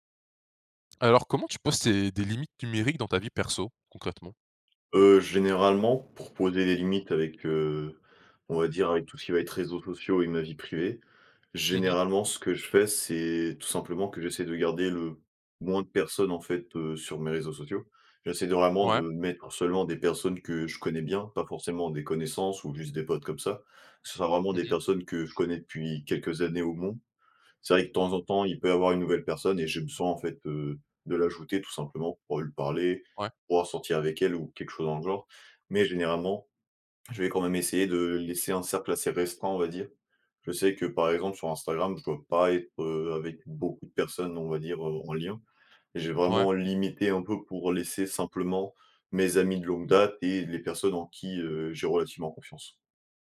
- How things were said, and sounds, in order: other background noise; "vraiment" said as "raiment"; "mon" said as "moins"
- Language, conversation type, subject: French, podcast, Comment poses-tu des limites au numérique dans ta vie personnelle ?
- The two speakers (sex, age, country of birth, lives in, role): male, 20-24, France, France, host; male, 20-24, Romania, Romania, guest